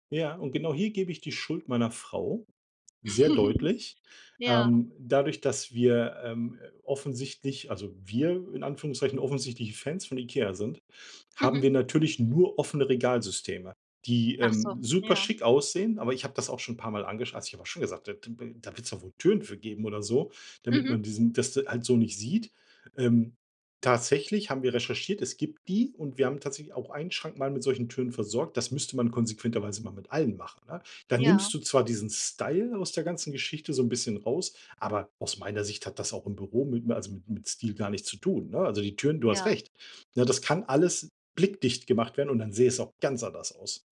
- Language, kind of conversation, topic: German, advice, Wie beeinträchtigen Arbeitsplatzchaos und Ablenkungen zu Hause deine Konzentration?
- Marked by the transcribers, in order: laugh; stressed: "wir"; stressed: "ganz"